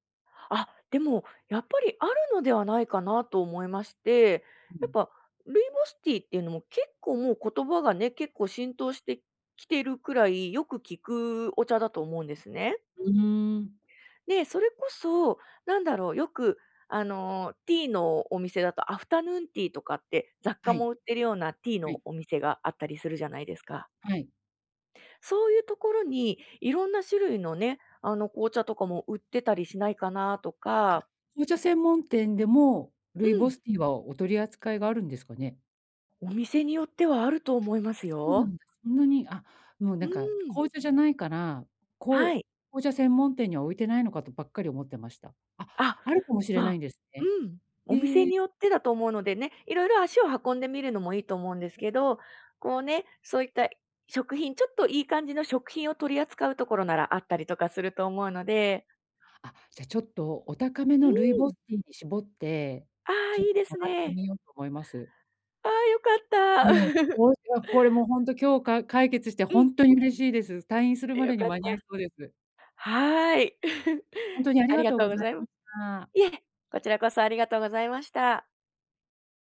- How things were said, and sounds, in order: other background noise; tapping; chuckle; chuckle
- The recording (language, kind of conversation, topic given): Japanese, advice, 予算内で喜ばれるギフトは、どう選べばよいですか？
- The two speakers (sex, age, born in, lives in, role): female, 35-39, Japan, Japan, advisor; female, 45-49, Japan, Japan, user